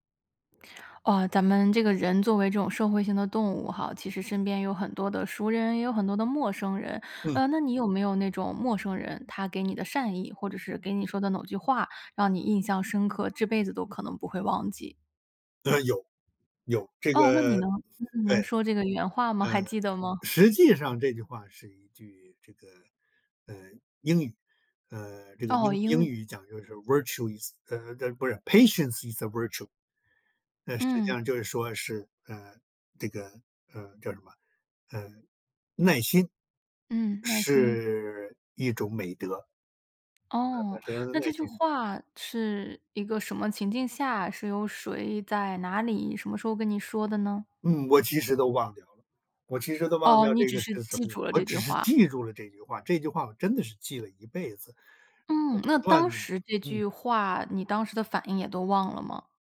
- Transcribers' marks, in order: "某" said as "耨"; laughing while speaking: "还记得吗？"; in English: "virtue is"; in English: "Patience is a virtue"; tapping; unintelligible speech
- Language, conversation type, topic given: Chinese, podcast, 有没有哪个陌生人说过的一句话，让你记了一辈子？